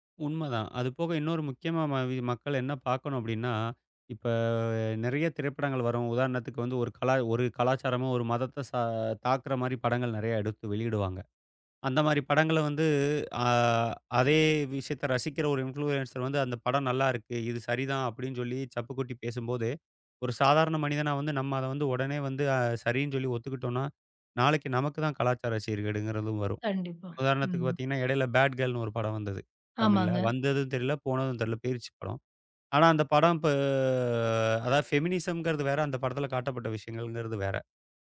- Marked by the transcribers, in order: drawn out: "இப்ப"; in English: "இன்ஃப்ளுயன்ஸர்"; "இடையில" said as "எடையில"; tapping; in English: "பேட் கேர்ள்ன்னு"; drawn out: "ப"; in English: "ஃபெமினிசம்ங்கறது"
- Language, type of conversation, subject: Tamil, podcast, சமூக ஊடகங்கள் எந்த அளவுக்கு கலாச்சாரத்தை மாற்றக்கூடும்?